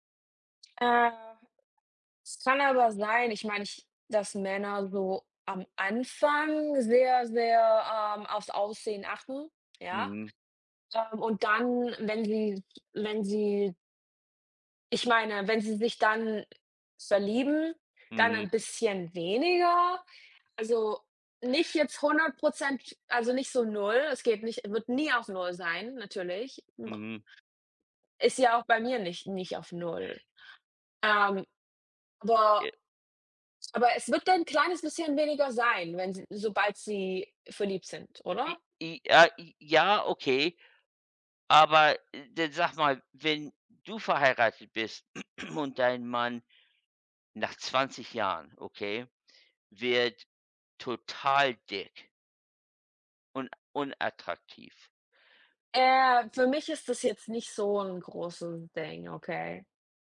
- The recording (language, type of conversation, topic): German, unstructured, Wie entscheidest du, wofür du dein Geld ausgibst?
- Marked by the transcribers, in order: unintelligible speech; throat clearing